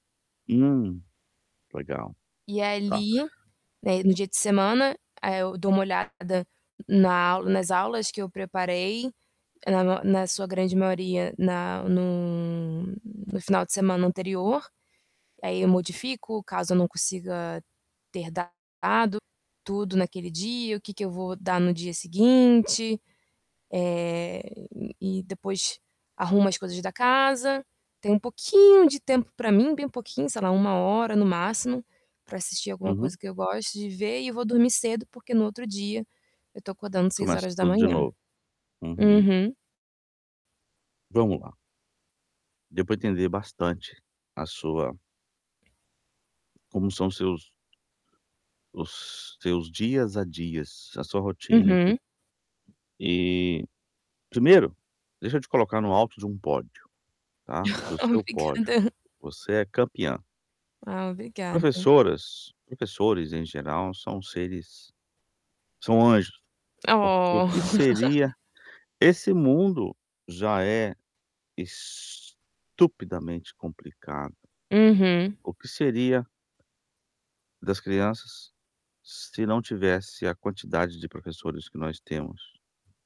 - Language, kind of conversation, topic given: Portuguese, advice, Como posso aproveitar o fim de semana sem sentir culpa?
- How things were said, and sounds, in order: static; distorted speech; tapping; chuckle; laugh